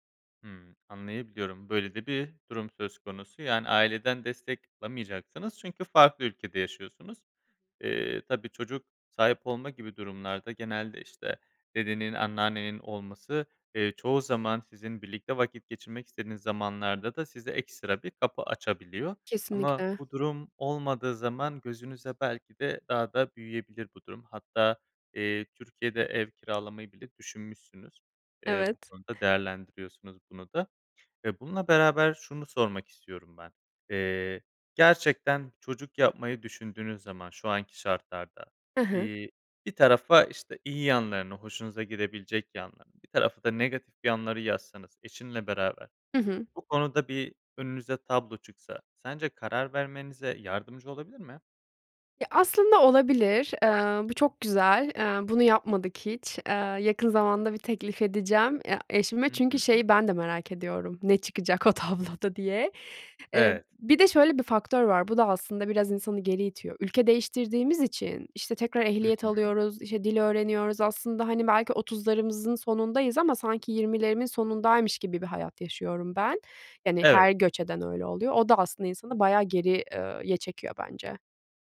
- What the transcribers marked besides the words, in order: other background noise; tapping; laughing while speaking: "tabloda"
- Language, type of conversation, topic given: Turkish, advice, Çocuk sahibi olma veya olmama kararı